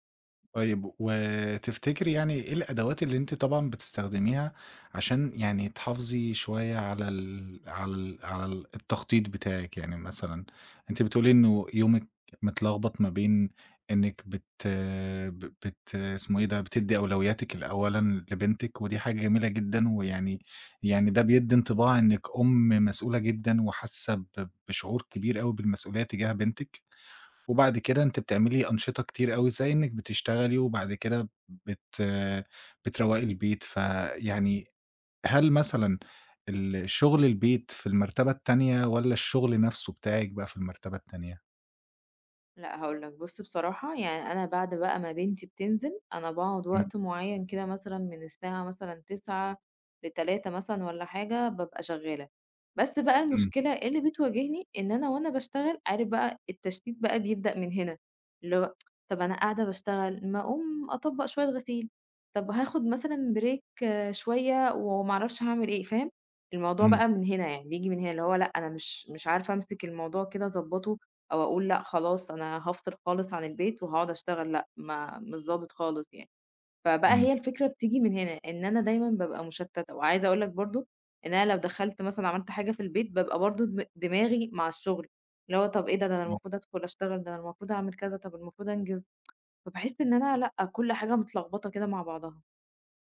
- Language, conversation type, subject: Arabic, advice, إزاي غياب التخطيط اليومي بيخلّيك تضيّع وقتك؟
- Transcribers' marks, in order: tsk; in English: "break"; tapping; tsk